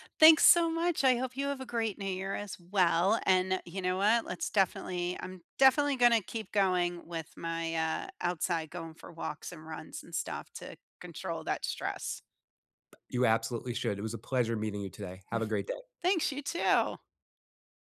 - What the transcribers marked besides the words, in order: other noise; scoff
- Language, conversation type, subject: English, unstructured, How can breathing techniques reduce stress and anxiety?